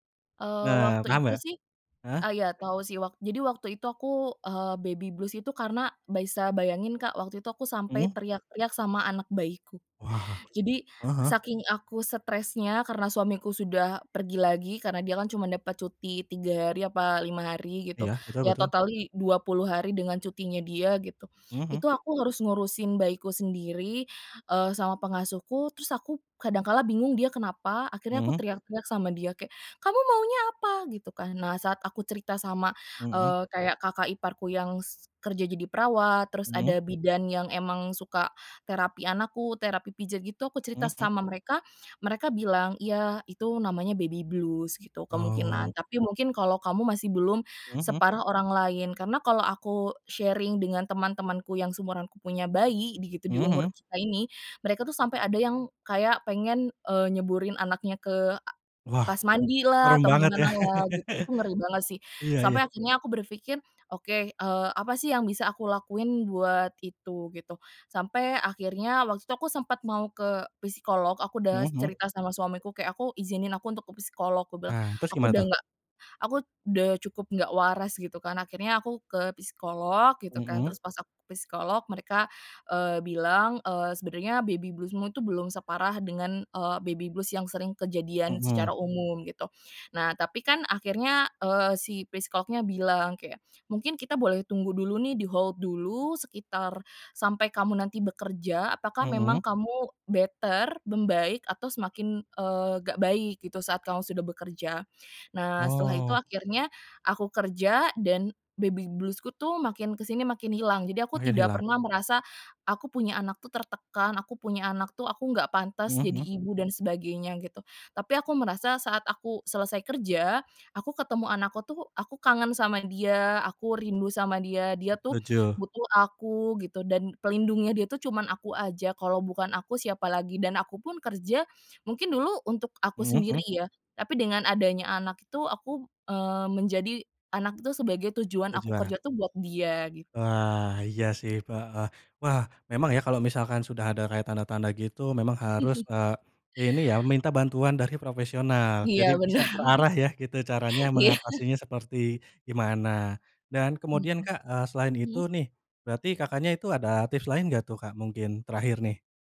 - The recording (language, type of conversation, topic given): Indonesian, podcast, Apa saja tips untuk menjaga kesehatan mental saat terus berada di rumah?
- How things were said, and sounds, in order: in English: "baby blues"; "bisa" said as "baisa"; in English: "totally"; put-on voice: "Kamu maunya apa?"; in English: "baby blues"; in English: "sharing"; laugh; in English: "baby blues-mu"; in English: "baby blues"; in English: "di-hold"; in English: "better"; in English: "baby blues-ku"; "Tujuan" said as "tujua"; chuckle; laughing while speaking: "benar. Iya"; chuckle